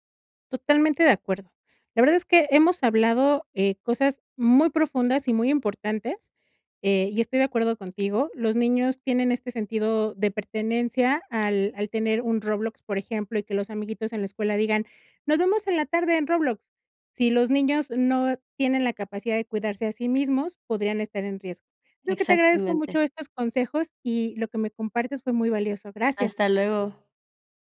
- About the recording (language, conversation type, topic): Spanish, podcast, ¿Qué importancia le das a la privacidad en internet?
- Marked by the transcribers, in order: none